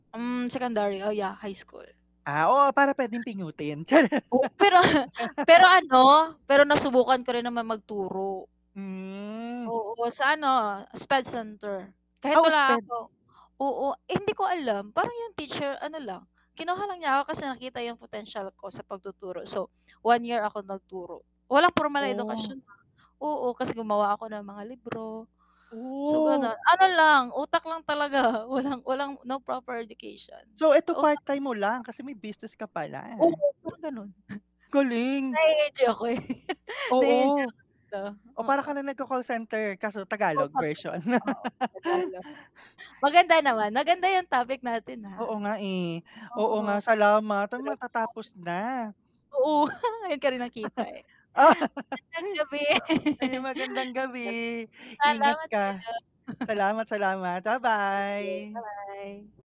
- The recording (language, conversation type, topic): Filipino, unstructured, Ano ang gagawin mo kung bigla kang nagising na marunong kang magbasa ng isip?
- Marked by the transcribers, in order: mechanical hum; static; laughing while speaking: "pero"; laughing while speaking: "Char!"; laugh; drawn out: "Hmm"; other background noise; distorted speech; laughing while speaking: "talaga. Walang"; in English: "no proper education"; chuckle; laughing while speaking: "eh"; unintelligible speech; laugh; tapping; unintelligible speech; chuckle; laughing while speaking: "Ah"; laughing while speaking: "gabi"; other noise; chuckle